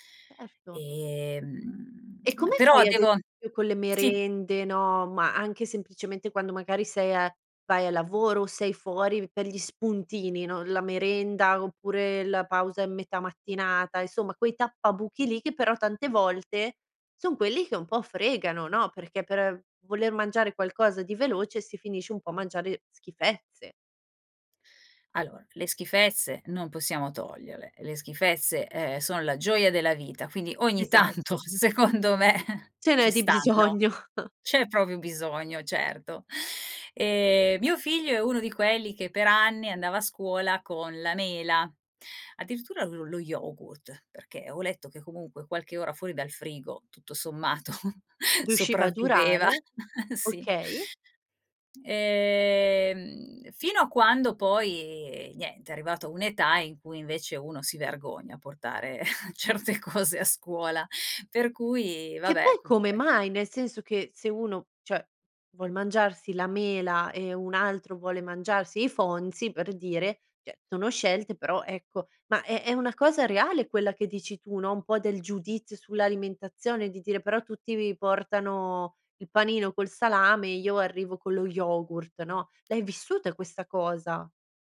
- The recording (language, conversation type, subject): Italian, podcast, Cosa significa per te nutrire gli altri a tavola?
- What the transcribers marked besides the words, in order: other background noise; laughing while speaking: "tanto secondo me"; laughing while speaking: "bisogno"; chuckle; laughing while speaking: "sommato sopravviveva!"; chuckle; chuckle; laughing while speaking: "certe cose"; "cioè" said as "ceh"; "Fonzies" said as "fonzi"; "cioè" said as "ceh"